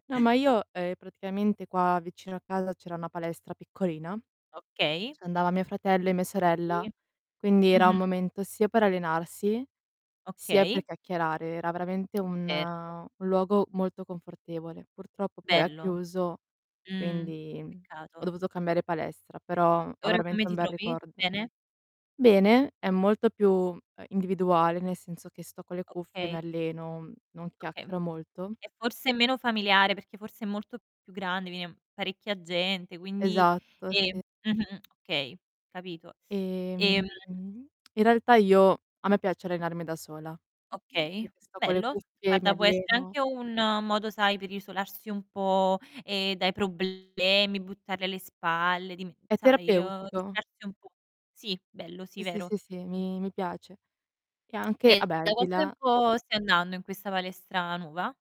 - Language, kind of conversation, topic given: Italian, unstructured, Quali benefici hai notato facendo attività fisica regolarmente?
- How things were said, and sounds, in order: distorted speech; tapping; drawn out: "Ehm"